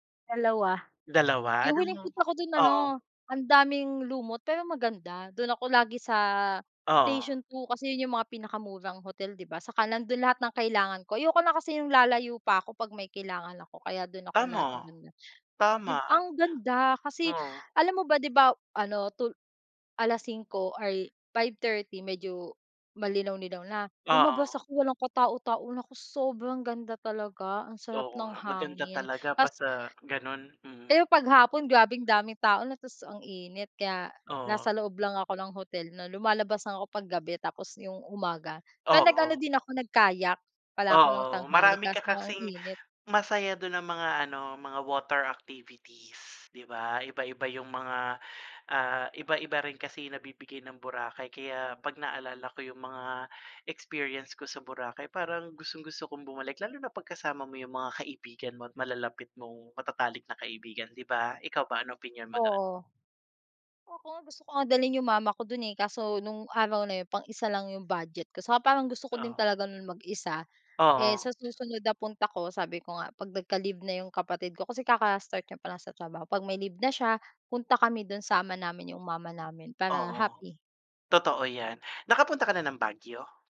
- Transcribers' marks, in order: none
- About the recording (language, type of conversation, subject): Filipino, unstructured, Saan ang pinakamasayang lugar na napuntahan mo?